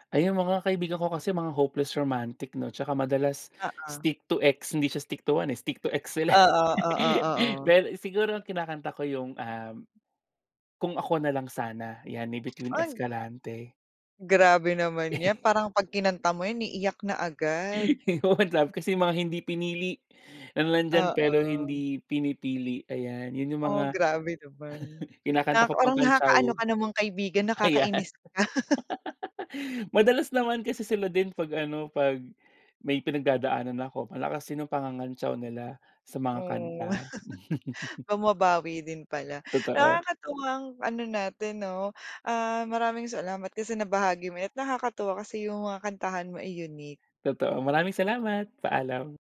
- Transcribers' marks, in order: laugh; chuckle; other background noise; laugh; laughing while speaking: "Yung One Love"; in English: "One Love"; chuckle; laughing while speaking: "ayan"; laugh; laugh
- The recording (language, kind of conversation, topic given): Filipino, podcast, Anong kanta ang lagi mong kinakanta sa karaoke?